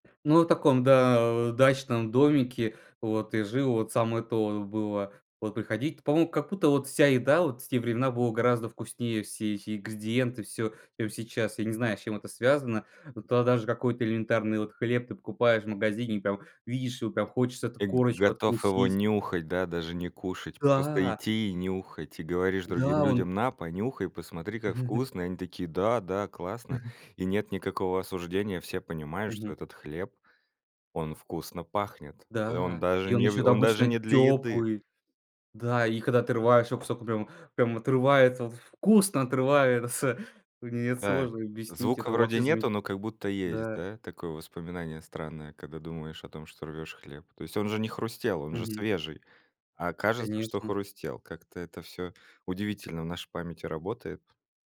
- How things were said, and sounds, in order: chuckle; chuckle; tapping; other background noise
- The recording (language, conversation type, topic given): Russian, podcast, Какое блюдо из детства было для тебя самым любимым?